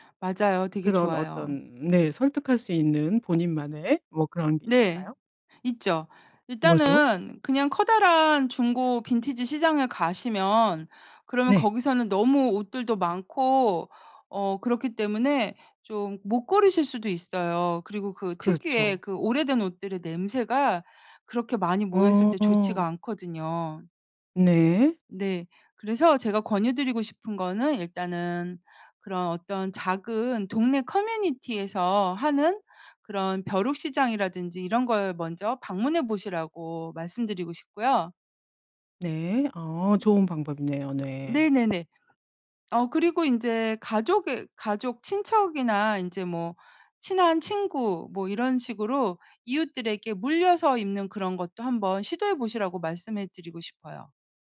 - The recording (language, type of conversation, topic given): Korean, podcast, 중고 옷이나 빈티지 옷을 즐겨 입으시나요? 그 이유는 무엇인가요?
- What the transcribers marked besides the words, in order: other background noise